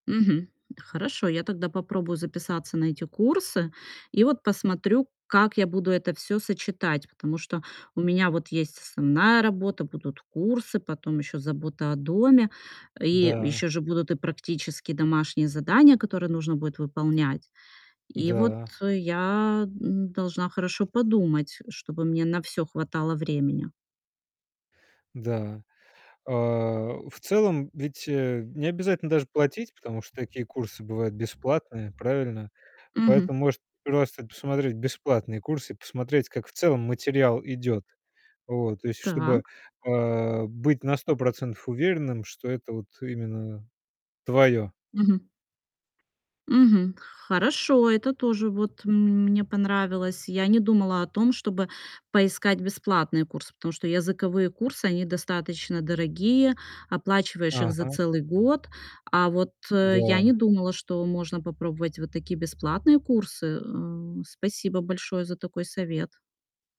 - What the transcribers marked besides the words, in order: other background noise; tapping
- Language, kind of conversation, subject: Russian, advice, Как вы планируете вернуться к учёбе или сменить профессию в зрелом возрасте?